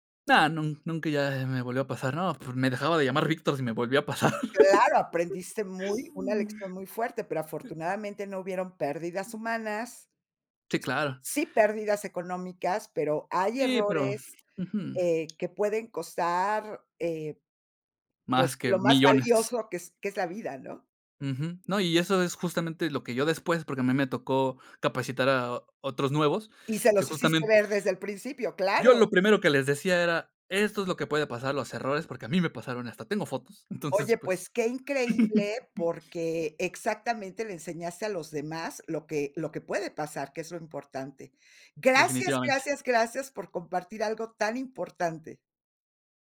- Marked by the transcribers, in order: chuckle; other noise; tapping; laughing while speaking: "Entonces"; chuckle
- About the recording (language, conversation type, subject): Spanish, podcast, ¿Qué errores cometiste al aprender por tu cuenta?